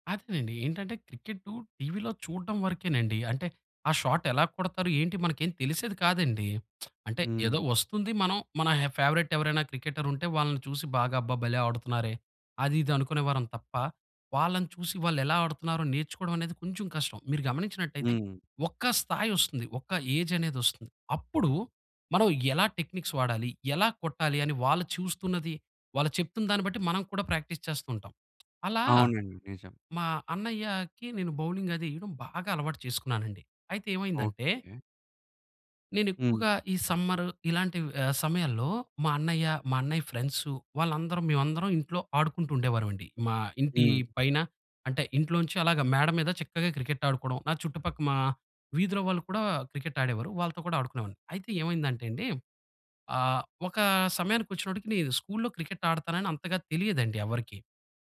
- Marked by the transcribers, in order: in English: "షాట్"; lip smack; in English: "ఫేవరైట్"; in English: "క్రికెటర్"; in English: "టెక్నిక్స్"; in English: "ప్రాక్టీస్"; other background noise; in English: "ఫ్రెండ్స్"
- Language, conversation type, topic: Telugu, podcast, నువ్వు చిన్నప్పుడే ఆసక్తిగా నేర్చుకుని ఆడడం మొదలుపెట్టిన క్రీడ ఏదైనా ఉందా?